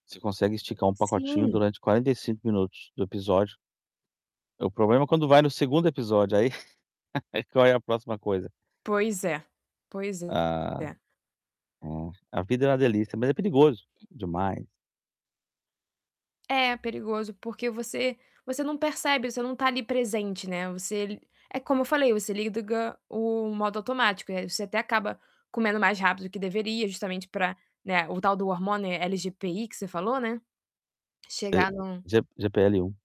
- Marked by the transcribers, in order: tapping; chuckle; distorted speech; other background noise
- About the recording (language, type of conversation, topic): Portuguese, advice, Como posso lidar com a vontade de comer alimentos processados?